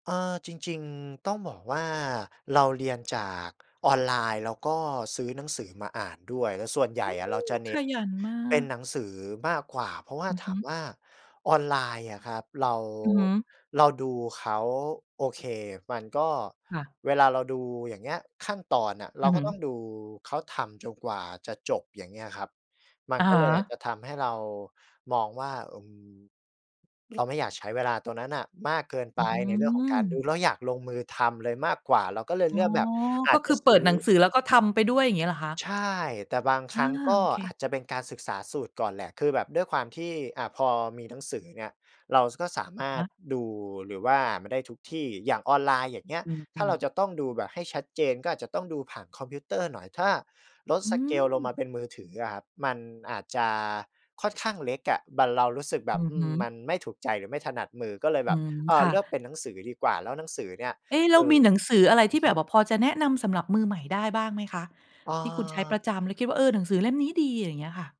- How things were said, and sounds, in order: tapping; unintelligible speech
- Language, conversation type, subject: Thai, podcast, มีเคล็ดลับอะไรบ้างสำหรับคนที่เพิ่งเริ่มต้น?